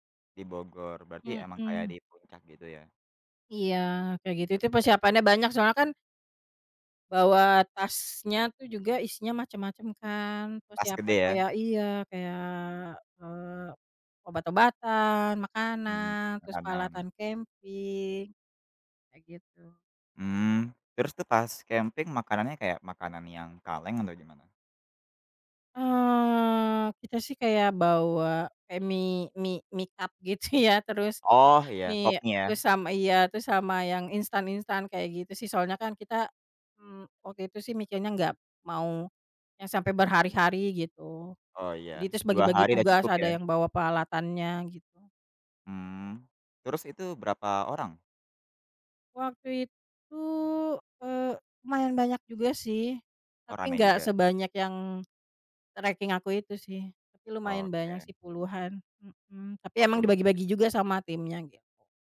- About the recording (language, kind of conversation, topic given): Indonesian, podcast, Bagaimana pengalaman pertama kamu saat mendaki gunung atau berjalan lintas alam?
- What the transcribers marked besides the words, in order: drawn out: "Eee"; laughing while speaking: "gitu"; other background noise